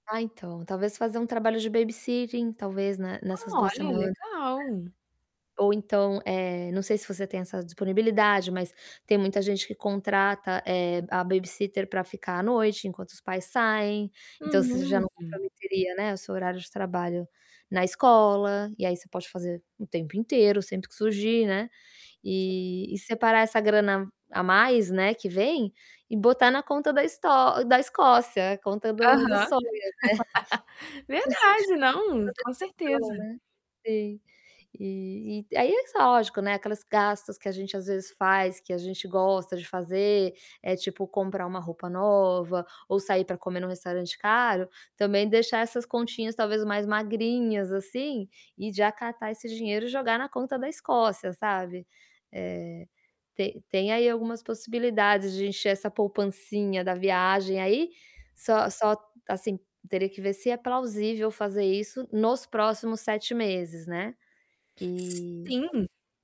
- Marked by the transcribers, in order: in English: "babysitting"; distorted speech; in English: "babysitter"; other background noise; laugh; tapping; chuckle; unintelligible speech
- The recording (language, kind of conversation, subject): Portuguese, advice, Como posso viajar com um orçamento muito apertado?